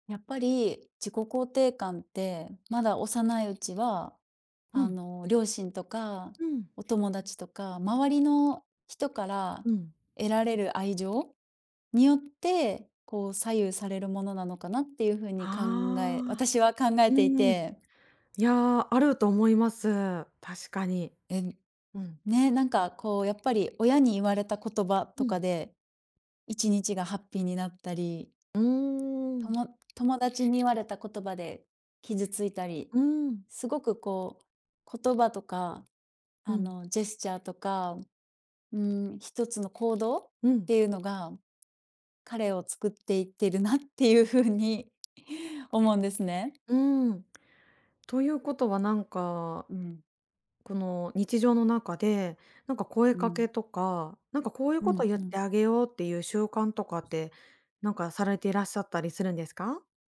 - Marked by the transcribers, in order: other background noise
- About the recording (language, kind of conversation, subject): Japanese, podcast, 子どもの自己肯定感を育てるには、親はどのように関わればよいですか？